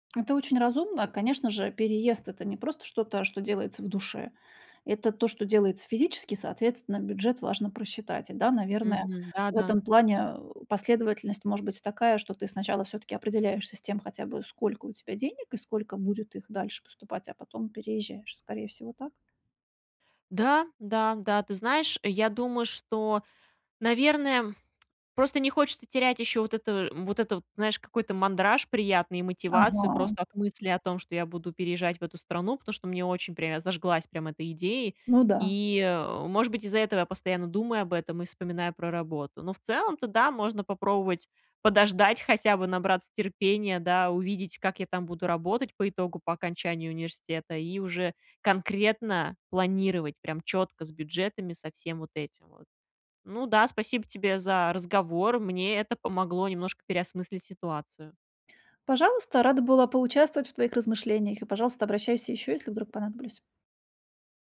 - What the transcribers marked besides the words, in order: tapping
- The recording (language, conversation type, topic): Russian, advice, Как мне найти дело или движение, которое соответствует моим ценностям?